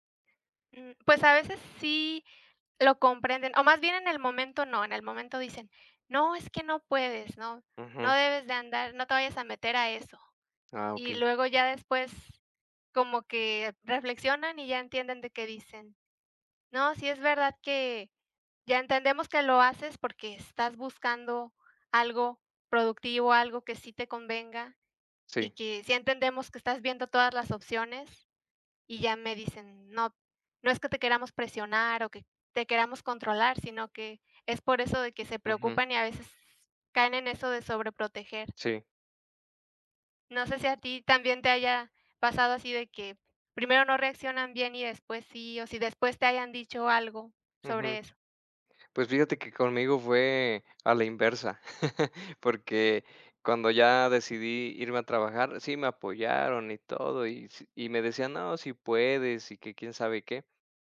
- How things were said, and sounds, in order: chuckle
- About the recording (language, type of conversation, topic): Spanish, unstructured, ¿Cómo reaccionas si un familiar no respeta tus decisiones?